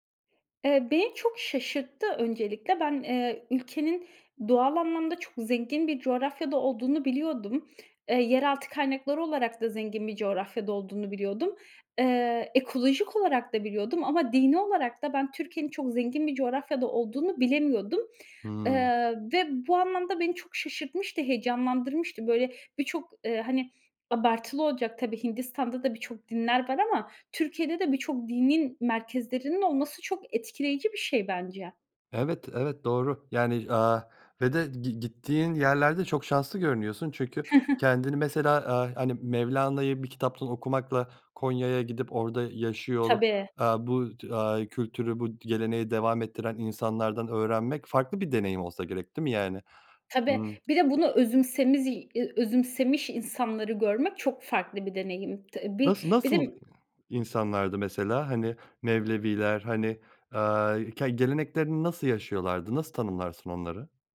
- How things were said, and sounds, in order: other background noise; chuckle
- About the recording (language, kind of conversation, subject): Turkish, podcast, Bir şehir seni hangi yönleriyle etkiler?